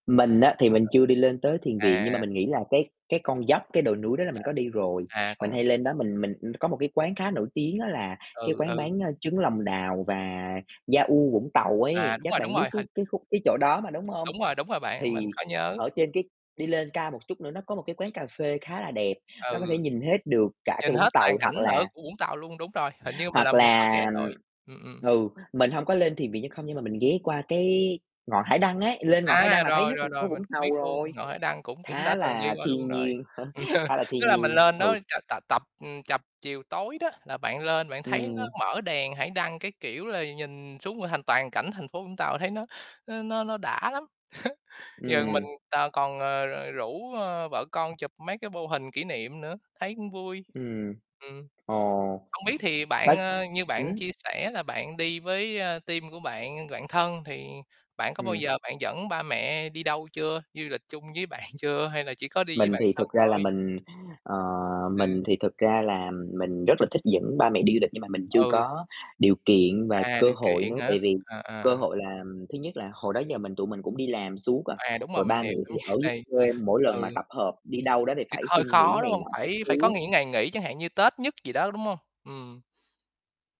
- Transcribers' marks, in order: tapping; distorted speech; in French: "yaourt"; tsk; other background noise; chuckle; chuckle; in English: "team"; laughing while speaking: "bạn"; laughing while speaking: "cảm giác"
- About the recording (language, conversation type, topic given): Vietnamese, unstructured, Bạn đã từng đi đâu để tận hưởng thiên nhiên xanh mát?